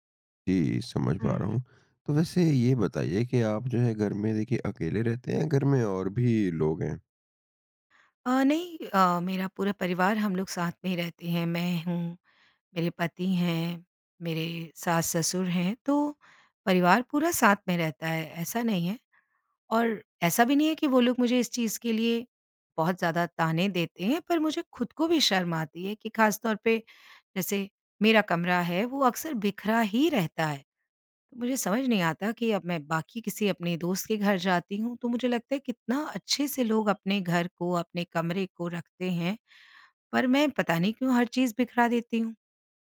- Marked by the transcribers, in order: none
- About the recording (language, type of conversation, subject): Hindi, advice, आप रोज़ घर को व्यवस्थित रखने की आदत क्यों नहीं बना पाते हैं?